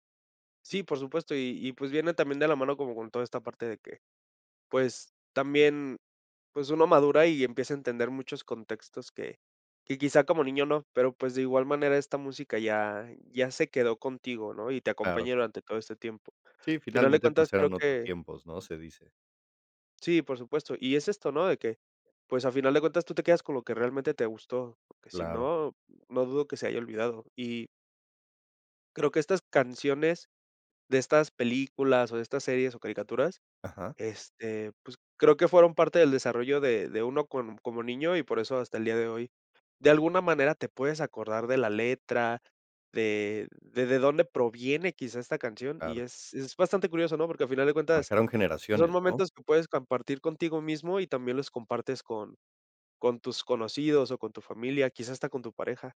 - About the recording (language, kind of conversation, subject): Spanish, podcast, ¿Qué música te marcó cuando eras niño?
- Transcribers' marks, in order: none